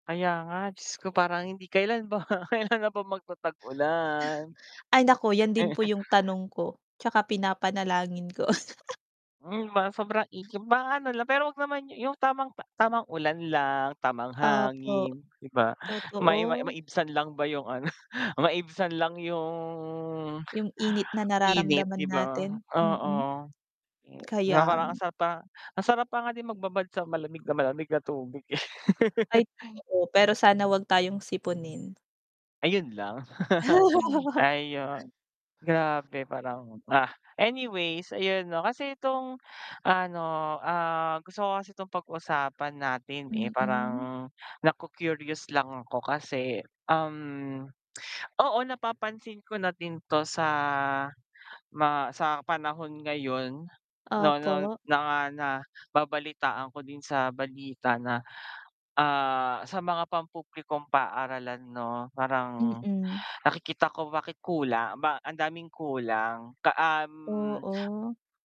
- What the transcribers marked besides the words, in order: laugh; laughing while speaking: "ba, kailan na"; breath; chuckle; laugh; other background noise; static; tapping; laughing while speaking: "ano"; drawn out: "yung"; distorted speech; laugh; laugh; chuckle
- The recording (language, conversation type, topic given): Filipino, unstructured, Ano ang opinyon mo tungkol sa kakulangan ng mga pasilidad sa mga pampublikong paaralan?